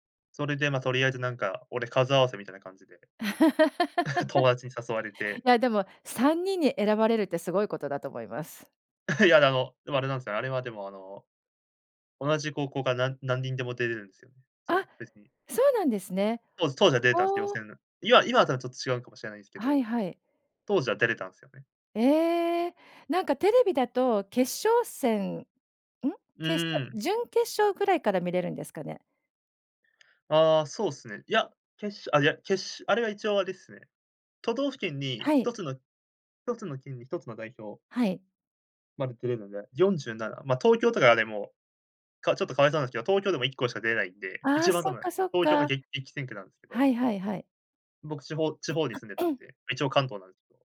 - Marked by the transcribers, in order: laugh; laugh; throat clearing
- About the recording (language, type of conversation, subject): Japanese, podcast, ライブやコンサートで最も印象に残っている出来事は何ですか？